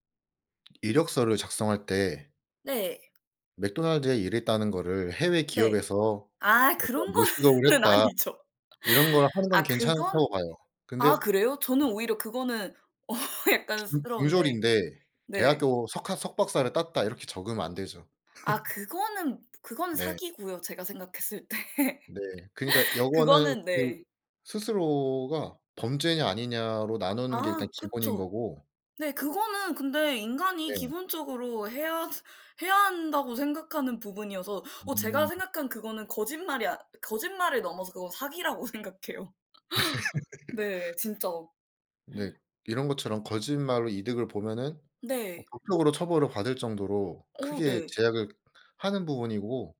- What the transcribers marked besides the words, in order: other background noise; laughing while speaking: "거는 아니죠"; laughing while speaking: "어"; laugh; laughing while speaking: "때"; laughing while speaking: "생각해요"; laugh
- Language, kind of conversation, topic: Korean, unstructured, 정직함이 언제나 최선이라고 생각하시나요?